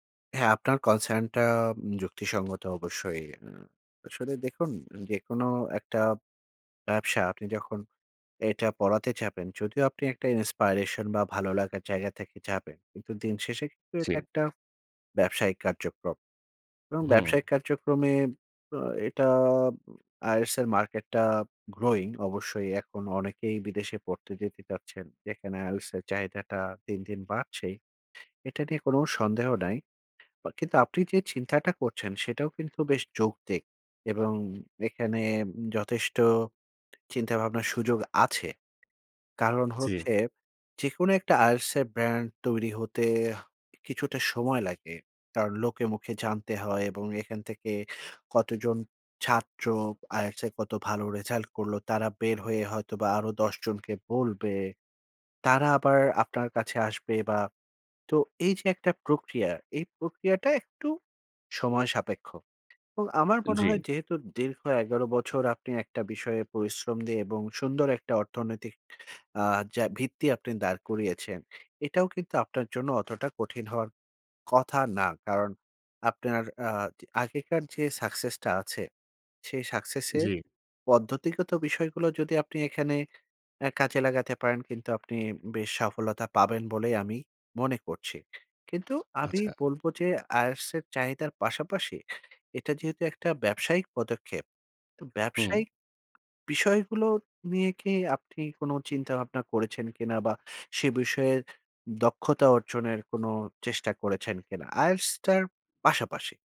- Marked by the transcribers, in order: in English: "concern"; in English: "inspiration"; in English: "growing"; stressed: "কথা না"; in English: "success"; in English: "success"; stressed: "পাশাপাশি"
- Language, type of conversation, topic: Bengali, advice, ক্যারিয়ার পরিবর্তন বা নতুন পথ শুরু করার সময় অনিশ্চয়তা সামলাব কীভাবে?